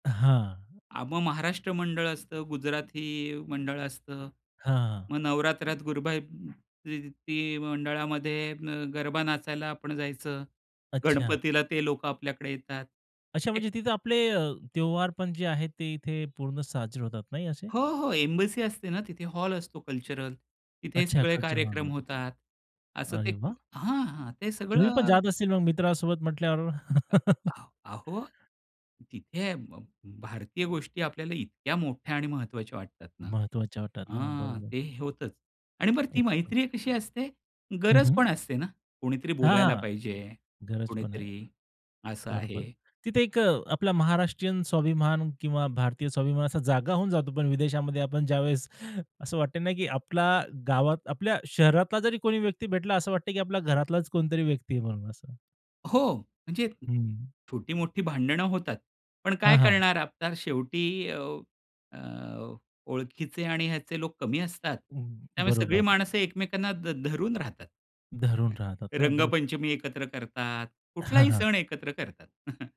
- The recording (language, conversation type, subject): Marathi, podcast, परदेशात तुमची एखाद्याशी अचानक मैत्री झाली आहे का, आणि ती कशी झाली?
- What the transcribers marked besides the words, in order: tapping; other background noise; "गरबा" said as "गुरबा"; laugh; unintelligible speech; chuckle